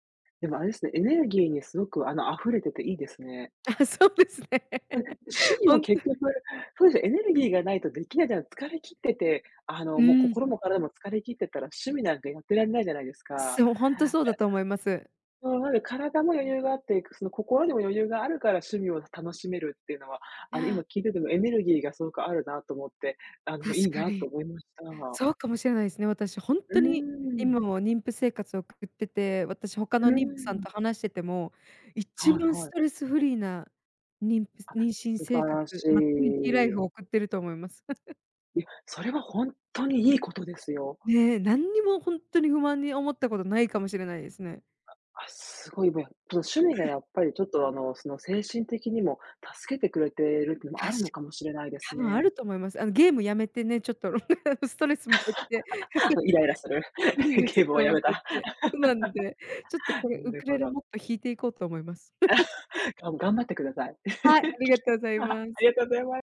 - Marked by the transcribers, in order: laughing while speaking: "ああ、 そうですね。 ほんと"; laugh; tapping; laugh; laugh; other background noise; laugh; unintelligible speech; laughing while speaking: "ゲームはやめた"; laugh; laugh
- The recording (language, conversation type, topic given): Japanese, unstructured, 趣味をしているとき、いちばん楽しい瞬間はいつですか？